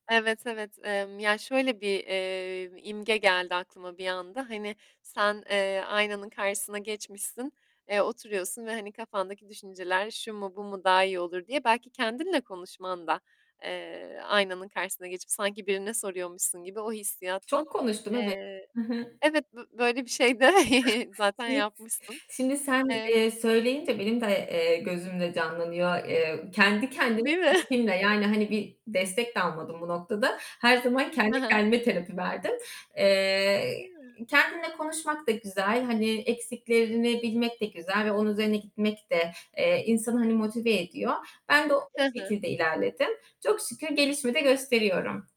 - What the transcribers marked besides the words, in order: other background noise; unintelligible speech; chuckle; unintelligible speech; chuckle
- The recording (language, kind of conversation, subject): Turkish, podcast, Çevrendeki insanlar kararlarını nasıl etkiler?